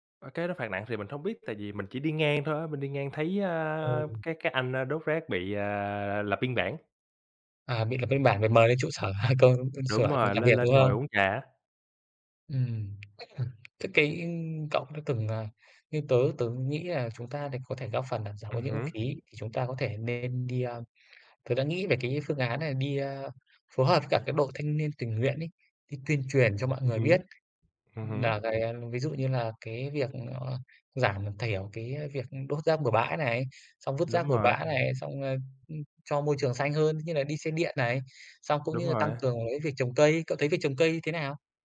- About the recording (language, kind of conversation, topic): Vietnamese, unstructured, Bạn nghĩ gì về tình trạng ô nhiễm không khí hiện nay?
- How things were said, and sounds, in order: other background noise; tapping; chuckle; chuckle